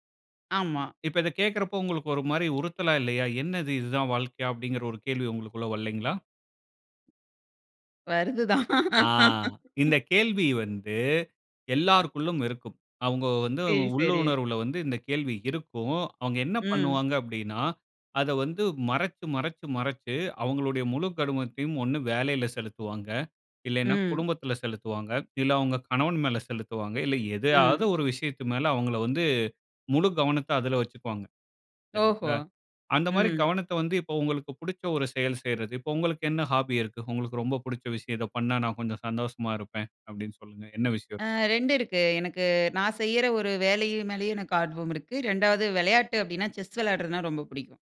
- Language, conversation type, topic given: Tamil, podcast, வேலைக்கும் வாழ்க்கைக்கும் ஒரே அர்த்தம்தான் உள்ளது என்று நீங்கள் நினைக்கிறீர்களா?
- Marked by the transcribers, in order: tapping; laugh; "கவனத்தையும்" said as "கடுமத்தையும்"; in English: "ஹாபி"; other background noise